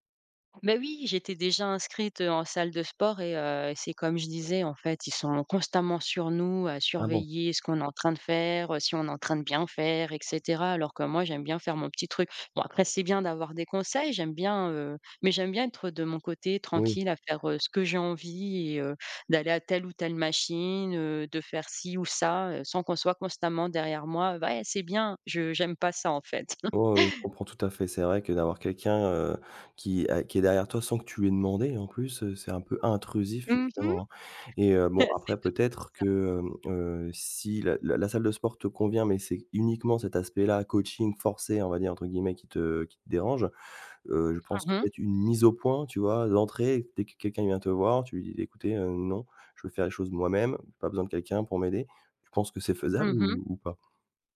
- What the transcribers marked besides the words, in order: stressed: "Mais oui"; put-on voice: "Beh, c'est bien"; chuckle; stressed: "Mmh mh"; laughing while speaking: "c heu"
- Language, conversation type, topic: French, advice, Comment puis-je trouver un équilibre entre le sport et la vie de famille ?